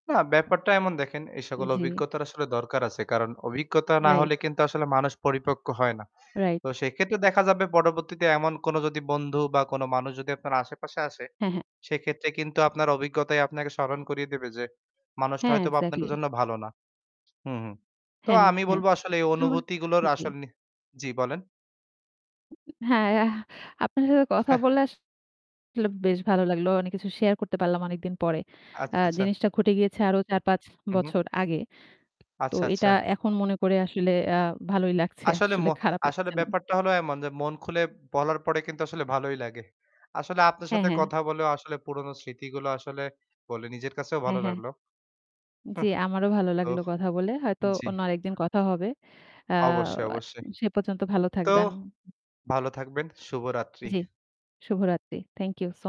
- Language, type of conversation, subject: Bengali, unstructured, তুমি কি কখনও পুরনো কোনো অভিজ্ঞতা নিয়ে রাগ করে থেকেছ, আর কেন?
- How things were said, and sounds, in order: distorted speech; other background noise; chuckle; scoff